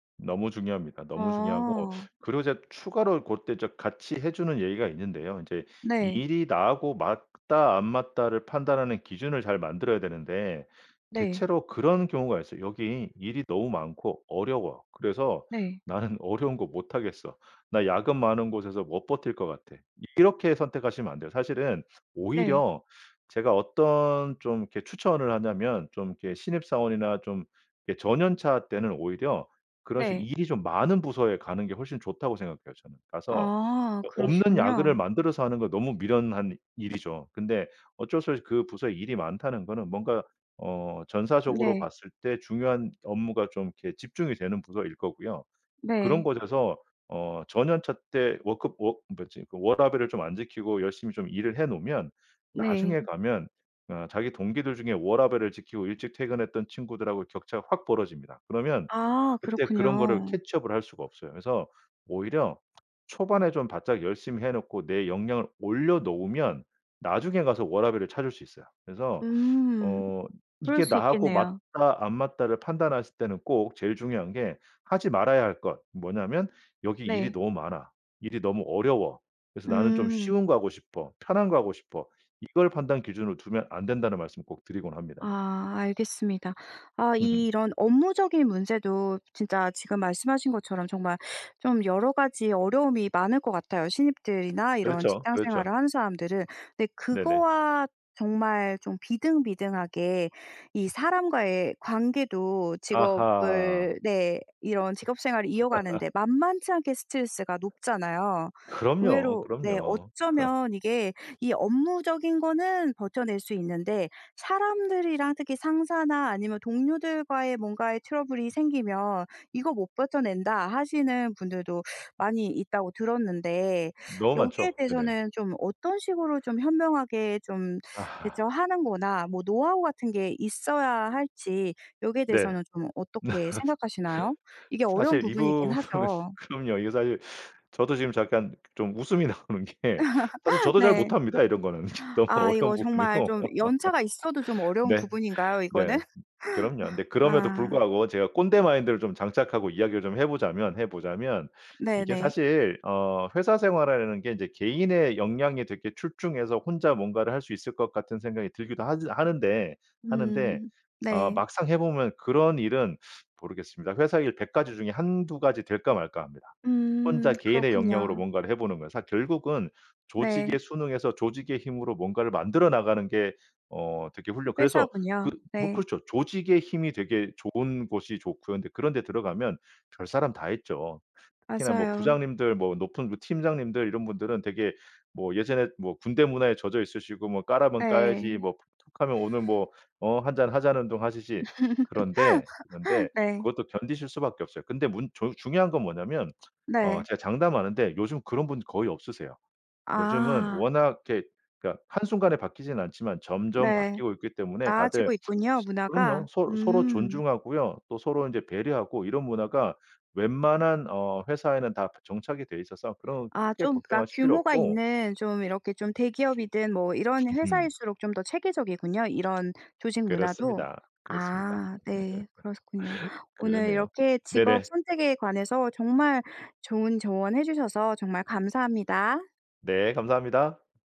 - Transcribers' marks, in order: other background noise; in English: "워크"; in English: "캐치업을"; teeth sucking; laugh; laugh; in English: "트러블이"; laugh; laughing while speaking: "부분은"; laughing while speaking: "나오는 게"; laugh; inhale; laughing while speaking: "너무 어려운 부분이고"; laugh; inhale; tapping; laugh; laugh
- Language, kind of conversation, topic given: Korean, podcast, 직업을 선택할 때 가장 중요하게 고려해야 할 것은 무엇이라고 생각하시나요?